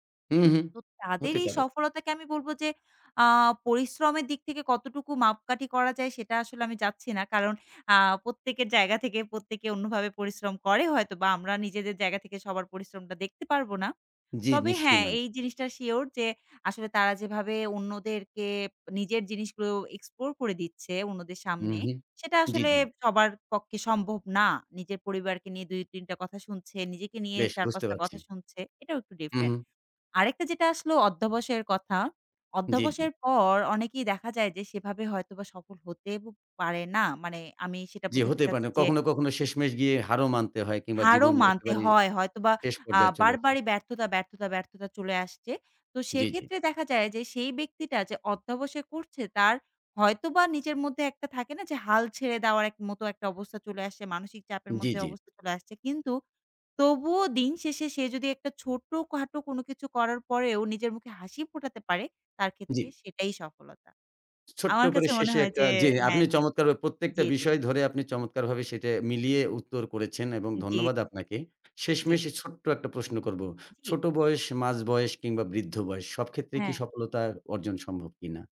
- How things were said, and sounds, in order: none
- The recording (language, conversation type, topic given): Bengali, podcast, তুমি সফলতাকে কীভাবে সংজ্ঞায়িত করো?